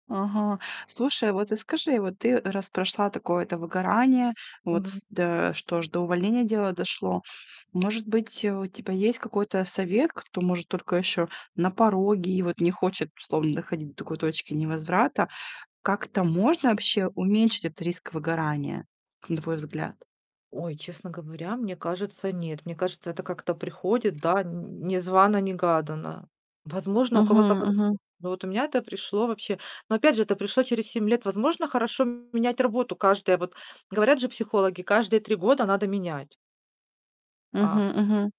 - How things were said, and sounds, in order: mechanical hum; tapping; distorted speech
- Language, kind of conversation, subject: Russian, podcast, Как ты справляешься с выгоранием?